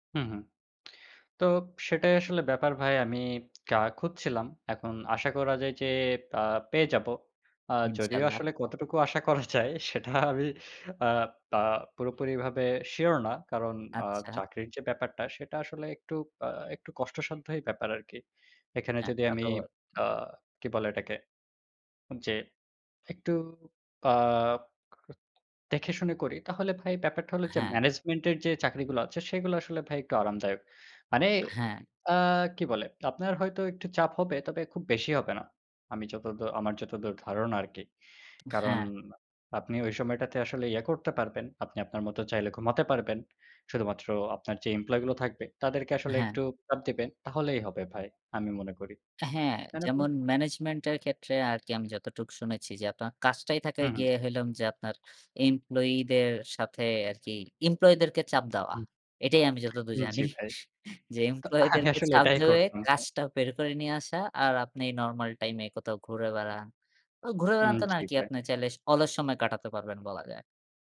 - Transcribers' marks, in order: tapping; other background noise; laughing while speaking: "করা যায় সেটা আমি"; horn; unintelligible speech; chuckle; laughing while speaking: "যে এমপ্লয়িদেরকে চাপ দেওয়ায়ে"; laughing while speaking: "আমি আসলে এটাই"; "দিয়ে" said as "দেওয়ায়ে"
- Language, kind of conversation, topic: Bengali, unstructured, তোমার স্বপ্নের চাকরিটা কেমন হবে?